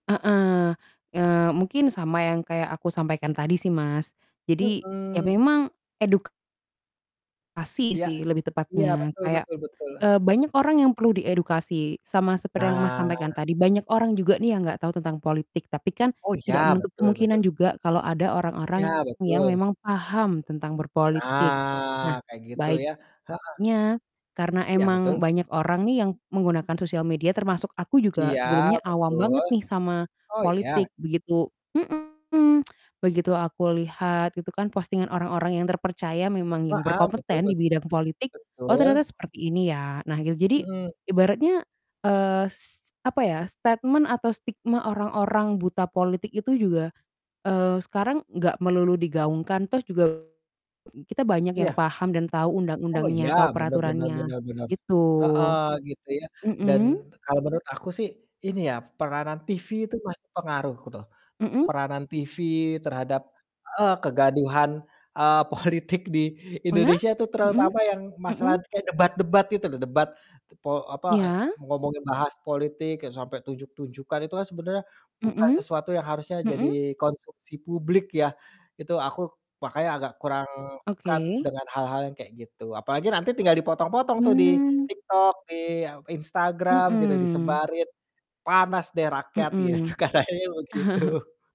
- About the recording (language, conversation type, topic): Indonesian, unstructured, Bagaimana pengaruh media sosial terhadap politik saat ini?
- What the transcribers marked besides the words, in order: distorted speech; in English: "statement"; laughing while speaking: "politik"; "masalah" said as "masalat"; laughing while speaking: "ya tuh katanya begitu"; chuckle